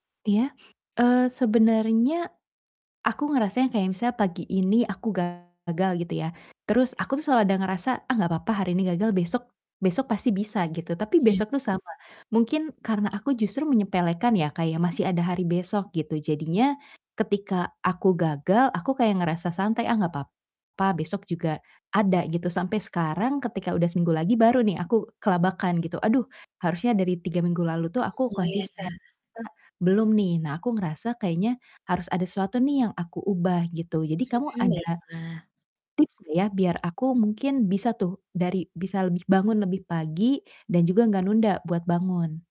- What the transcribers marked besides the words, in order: distorted speech; unintelligible speech; tapping; unintelligible speech; other background noise
- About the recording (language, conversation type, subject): Indonesian, advice, Bagaimana cara mengatasi kebiasaan menunda bangun yang membuat rutinitas pagi saya terganggu?